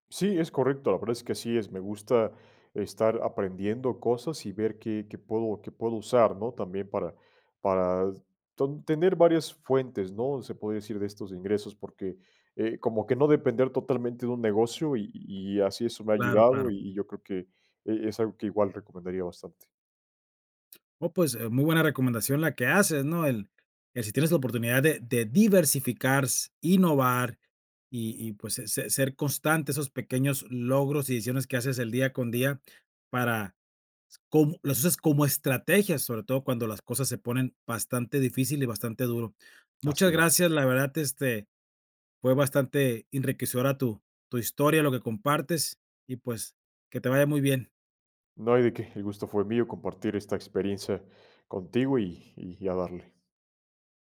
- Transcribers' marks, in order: none
- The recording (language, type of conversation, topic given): Spanish, podcast, ¿Qué estrategias usas para no tirar la toalla cuando la situación se pone difícil?